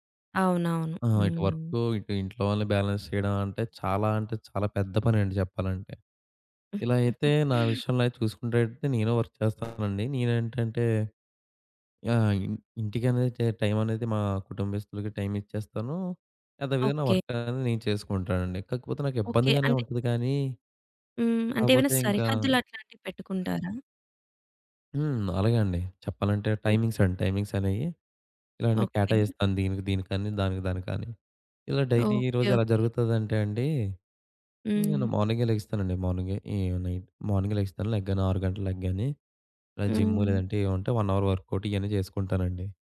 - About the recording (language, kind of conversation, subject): Telugu, podcast, పని మరియు కుటుంబంతో గడిపే సమయాన్ని మీరు ఎలా సమతుల్యం చేస్తారు?
- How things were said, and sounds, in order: in English: "బ్యాలెన్స్"; giggle; in English: "వర్క్"; in English: "వర్క్"; in English: "టైమింగ్స్"; in English: "టైమింగ్స్"; in English: "డైలీ"; tapping; in English: "వన్ అవర్ వర్కౌట్"